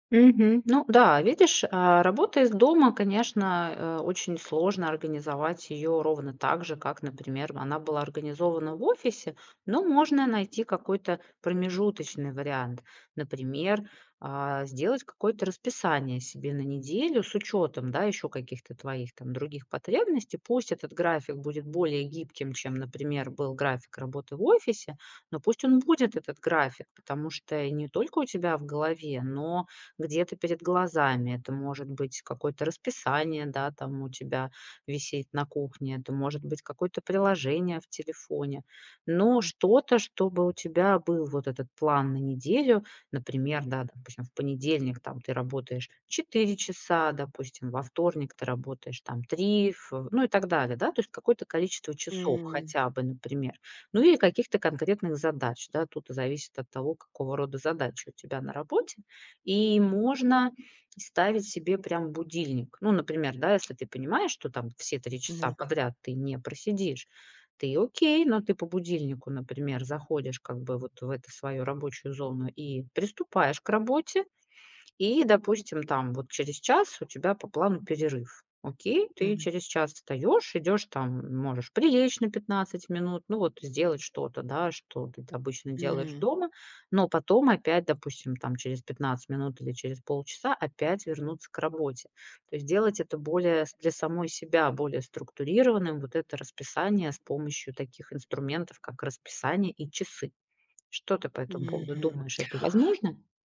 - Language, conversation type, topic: Russian, advice, Почему мне не удаётся придерживаться утренней или рабочей рутины?
- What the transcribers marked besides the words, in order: tapping; other noise